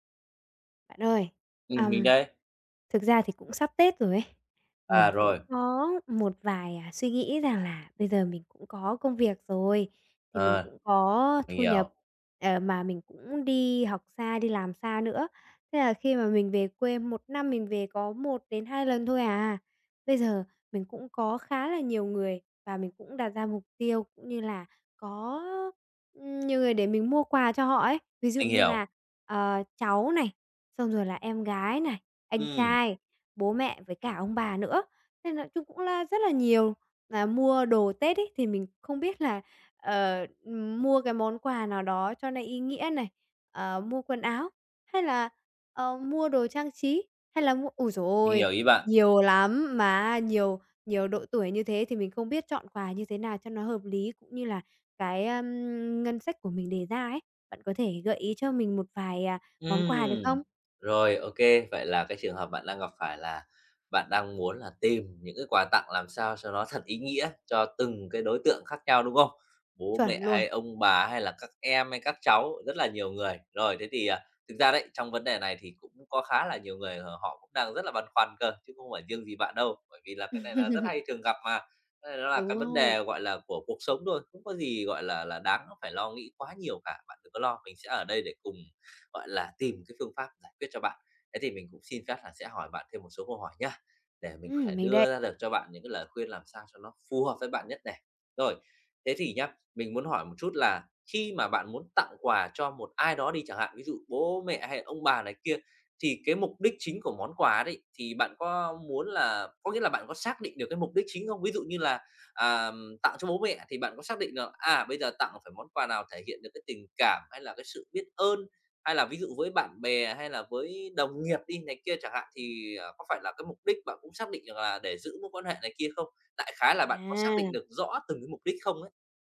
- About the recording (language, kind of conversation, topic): Vietnamese, advice, Bạn có thể gợi ý những món quà tặng ý nghĩa phù hợp với nhiều đối tượng khác nhau không?
- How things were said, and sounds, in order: other background noise; tapping; laugh